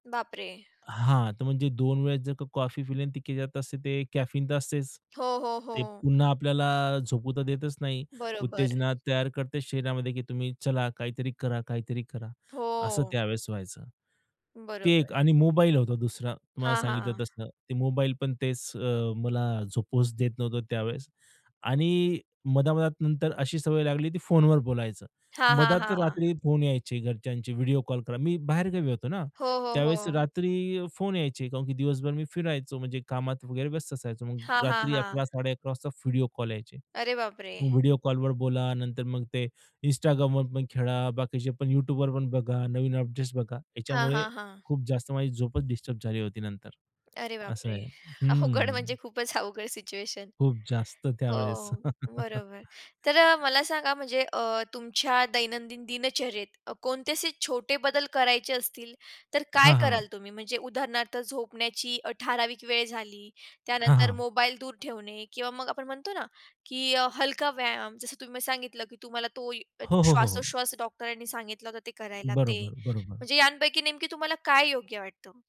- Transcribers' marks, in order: other noise; unintelligible speech; tapping; other background noise; surprised: "अरे बापरे!"; laughing while speaking: "अवघड म्हणजे खूपच अवघड सिच्युएशन"; laugh; horn
- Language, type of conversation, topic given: Marathi, podcast, झोप यायला अडचण आली तर तुम्ही साधारणतः काय करता?